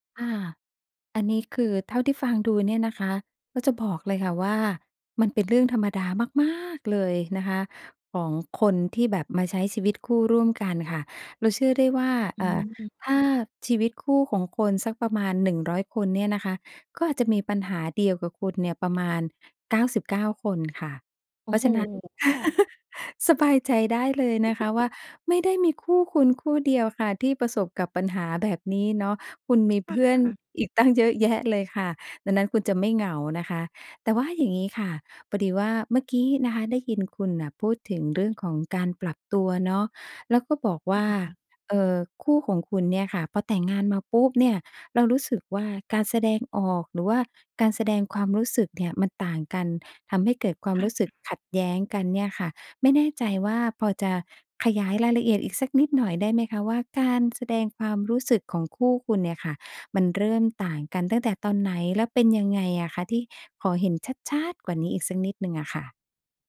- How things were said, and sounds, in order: laugh; joyful: "สบายใจได้เลยนะคะว่า ไม่ได้มีคู่คุณคู่เดียว … ดังนั้นคุณจะไม่เหงานะคะ"; other background noise
- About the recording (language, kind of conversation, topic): Thai, advice, ฉันควรรักษาสมดุลระหว่างความเป็นตัวเองกับคนรักอย่างไรเพื่อให้ความสัมพันธ์มั่นคง?